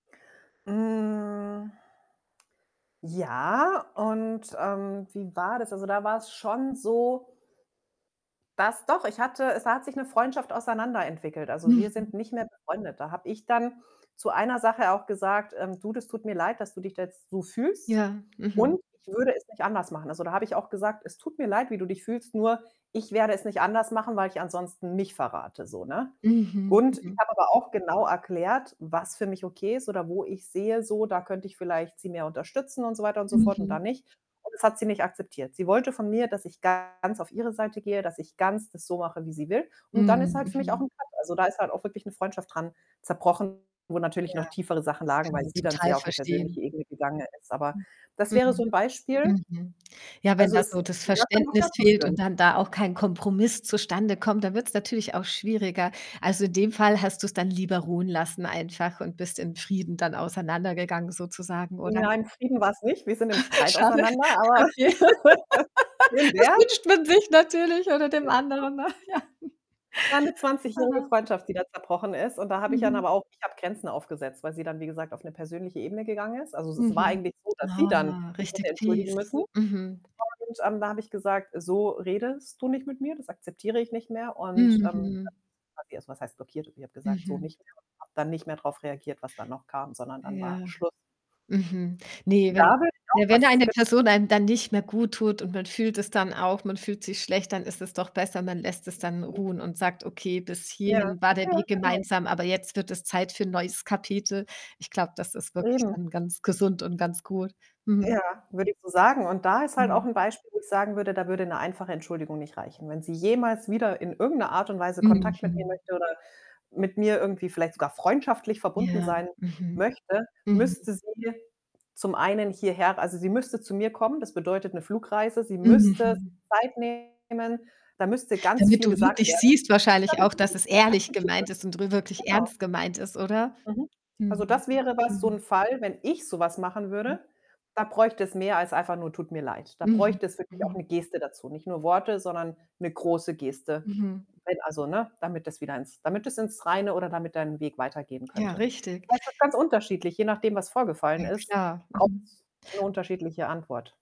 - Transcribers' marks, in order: drawn out: "Hm"; distorted speech; static; in English: "Cut"; unintelligible speech; chuckle; laughing while speaking: "Schade. Okay"; laugh; unintelligible speech; laughing while speaking: "noch, ja"; unintelligible speech; unintelligible speech; unintelligible speech; stressed: "ehrlich"
- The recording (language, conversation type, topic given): German, podcast, Wie würdest du dich entschuldigen, wenn du im Unrecht warst?
- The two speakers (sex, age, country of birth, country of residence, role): female, 40-44, Germany, Cyprus, guest; female, 40-44, Germany, Germany, host